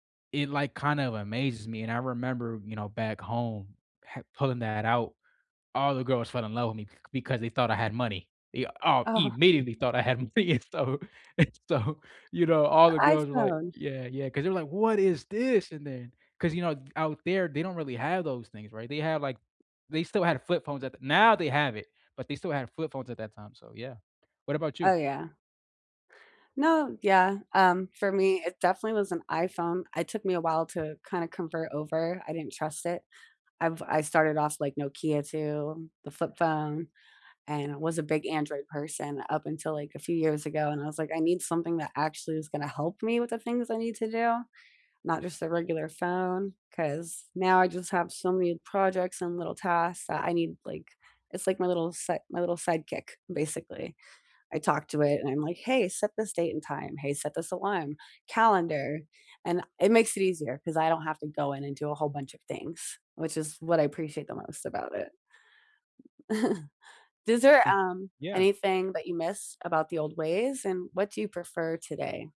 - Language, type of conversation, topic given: English, unstructured, How has the way you keep in touch with family and friends changed, and what feels most meaningful now?
- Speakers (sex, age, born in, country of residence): female, 35-39, United States, United States; male, 20-24, United States, United States
- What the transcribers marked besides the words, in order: laughing while speaking: "Oh"; laughing while speaking: "money and stuff, and so"; tapping; other background noise; chuckle